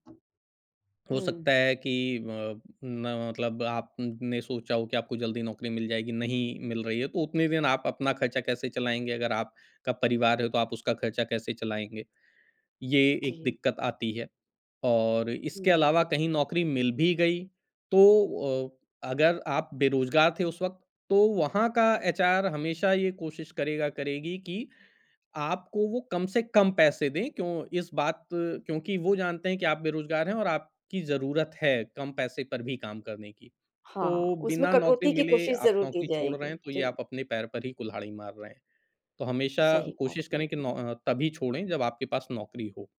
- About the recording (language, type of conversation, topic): Hindi, podcast, आप नौकरी छोड़ने का फैसला कैसे लेते हैं?
- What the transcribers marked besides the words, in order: other background noise; in English: "एचआर"